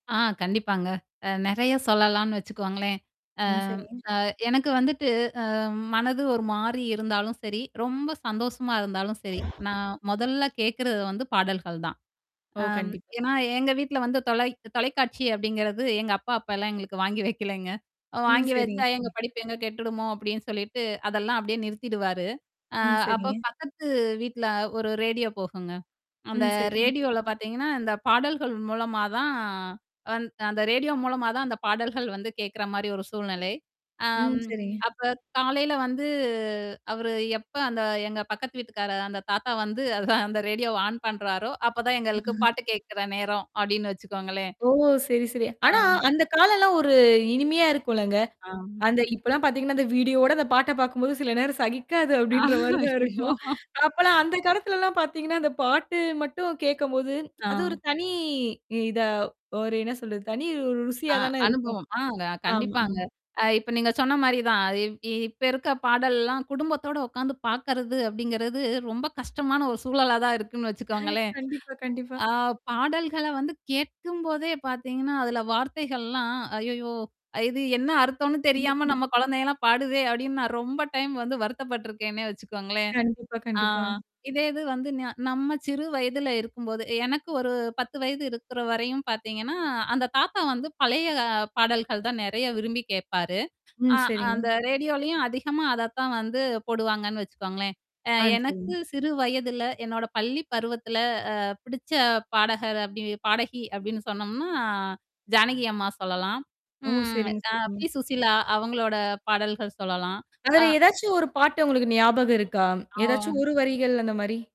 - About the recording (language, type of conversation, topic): Tamil, podcast, உங்கள் இசை ரசனை காலப்போக்கில் எப்படிப் பரிணமித்தது என்று சொல்ல முடியுமா?
- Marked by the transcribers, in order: other background noise; drawn out: "அ"; tapping; mechanical hum; distorted speech; static; drawn out: "மூலமா தான்"; drawn out: "வந்து"; laughing while speaking: "அத"; drawn out: "ஆ"; laughing while speaking: "அந்த வீடியோவோட அந்த பாட்ட பாக்கும்போது சில நேரம் சகிக்காது அப்டின்ற மாரி தான் இருக்கும்"; laughing while speaking: "ஆ. அய்யய்யோ!"; drawn out: "தனி"; laughing while speaking: "குடும்பத்தோட உட்காந்து பாக்கறது அப்படிங்கிறது, ரொம்ப கஷ்டமான ஒரு சூழலா தான் இருக்குன்னு வச்சுக்கோங்களேன்"; laughing while speaking: "கண்டிப்பா, கண்டிப்பா"; laugh; other noise; drawn out: "சொன்னோம்னா"; drawn out: "ஆ"